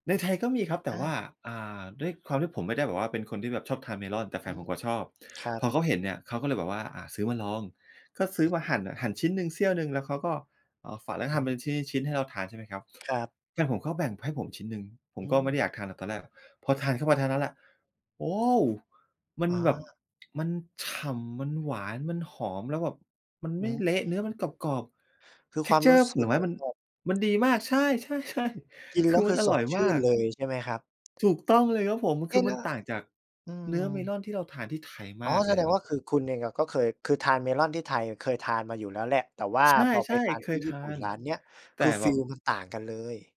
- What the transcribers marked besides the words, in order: other background noise; tapping; in English: "texture"; laughing while speaking: "ใช่"
- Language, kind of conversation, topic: Thai, podcast, ช่วยเล่าให้ฟังหน่อยได้ไหมว่าคุณติดใจอาหารริมทางในย่านท้องถิ่นร้านไหนมากที่สุด?